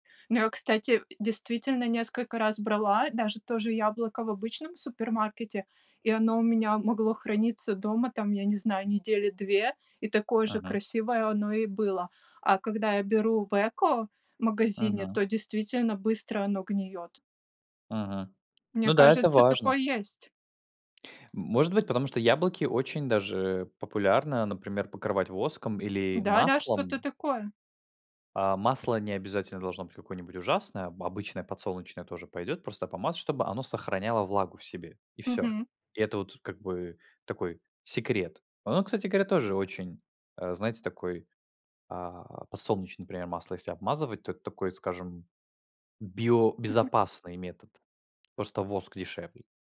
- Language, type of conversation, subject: Russian, unstructured, Как ты убеждаешь близких питаться более полезной пищей?
- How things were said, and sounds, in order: other background noise; tapping